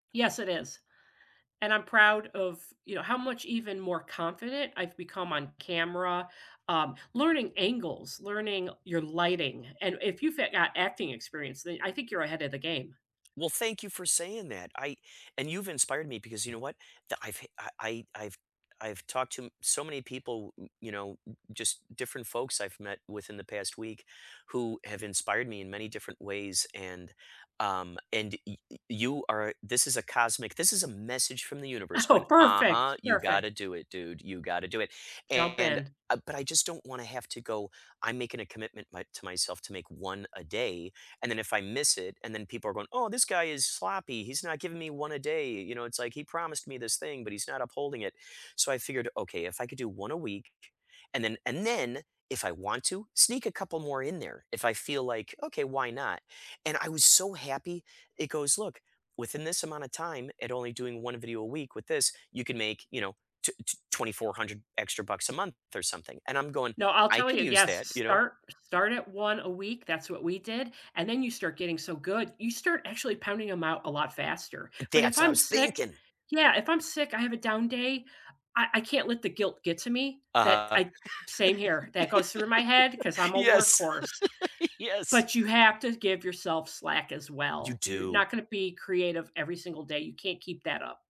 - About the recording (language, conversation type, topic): English, unstructured, Which learning habit helped you most this year, and how did it shape your everyday life?
- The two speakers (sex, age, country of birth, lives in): female, 55-59, United States, United States; male, 55-59, United States, United States
- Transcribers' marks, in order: other background noise; tapping; laughing while speaking: "Oh"; stressed: "then"; anticipating: "That's what I was thinking"; laugh; laughing while speaking: "Yes"